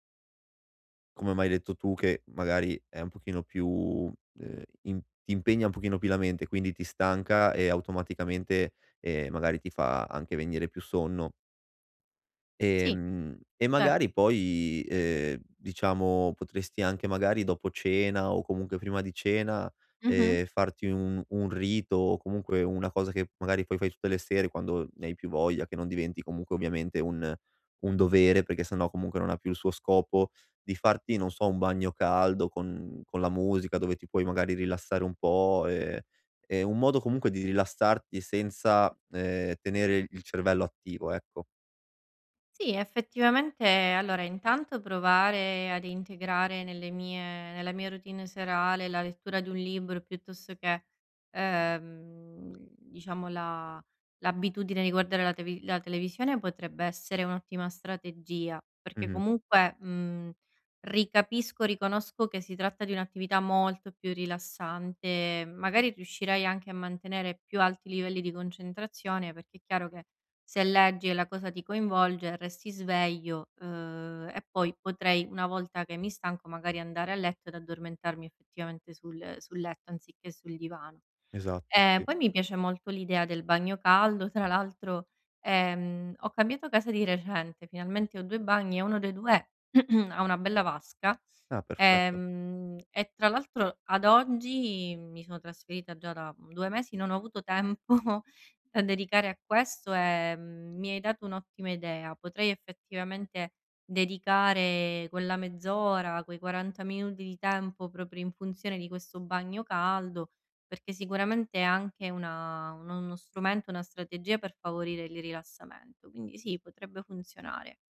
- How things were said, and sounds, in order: tapping; stressed: "molto"; throat clearing; laughing while speaking: "tempo"; "rilassamento" said as "rililassamento"
- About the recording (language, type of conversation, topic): Italian, advice, Come posso spegnere gli schermi la sera per dormire meglio senza arrabbiarmi?